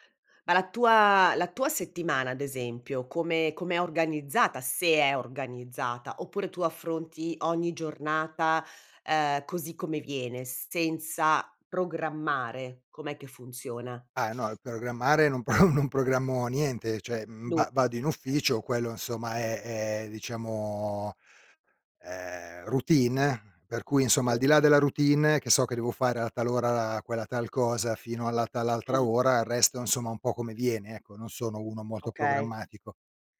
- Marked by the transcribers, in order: laughing while speaking: "pro"; drawn out: "diciamo"
- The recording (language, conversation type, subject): Italian, advice, Come mai sottovaluti quanto tempo ti serve per fare i compiti?